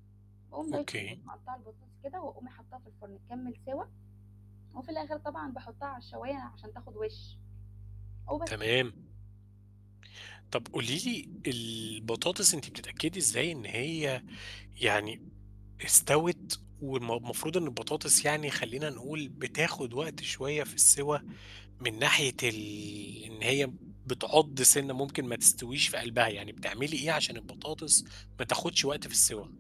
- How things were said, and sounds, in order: mechanical hum; unintelligible speech
- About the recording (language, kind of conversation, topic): Arabic, podcast, احكيلي عن تجربة طبخ نجحت معاك؟